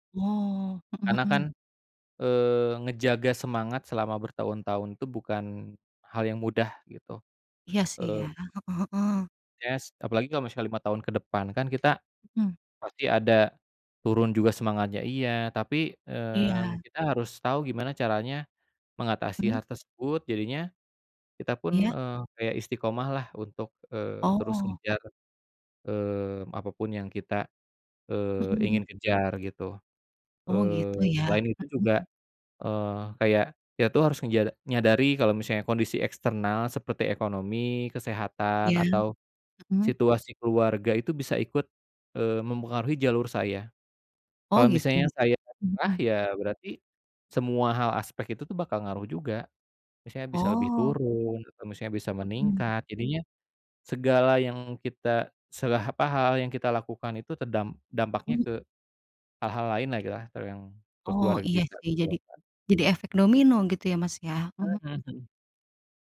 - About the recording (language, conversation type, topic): Indonesian, unstructured, Bagaimana kamu membayangkan hidupmu lima tahun ke depan?
- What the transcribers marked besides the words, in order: other background noise; tapping